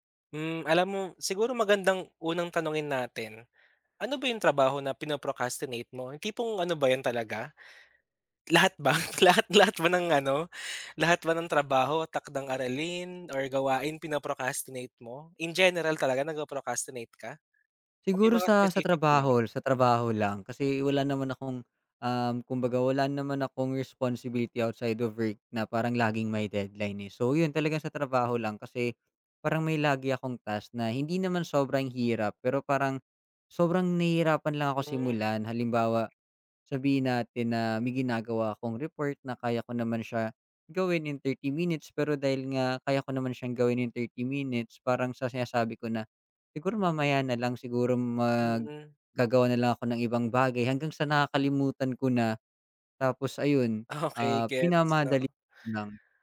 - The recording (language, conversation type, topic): Filipino, advice, Bakit lagi mong ipinagpapaliban ang mga gawain sa trabaho o mga takdang-aralin, at ano ang kadalasang pumipigil sa iyo na simulan ang mga ito?
- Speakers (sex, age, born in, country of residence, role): male, 25-29, Philippines, Philippines, advisor; male, 25-29, Philippines, Philippines, user
- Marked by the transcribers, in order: tapping; laughing while speaking: "ba, lahat lahat ba ng ano"; other background noise; laughing while speaking: "Okey"